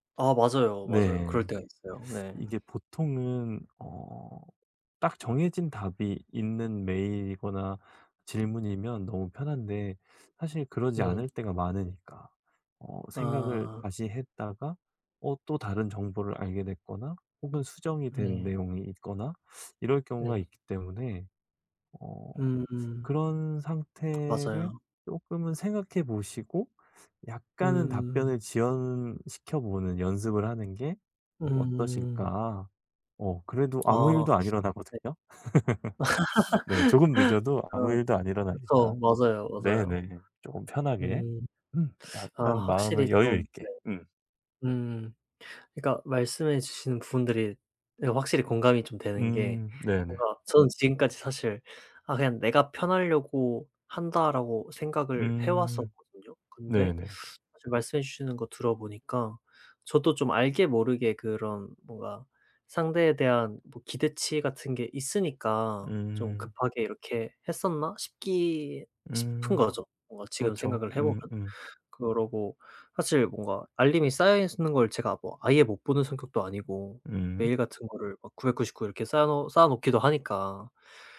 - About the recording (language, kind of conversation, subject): Korean, advice, 항상 바로 답해야 한다는 압박감 때문에 쉬지 못하고 힘들 때는 어떻게 하면 좋을까요?
- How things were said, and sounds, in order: other background noise; laugh; "있는" said as "있스는"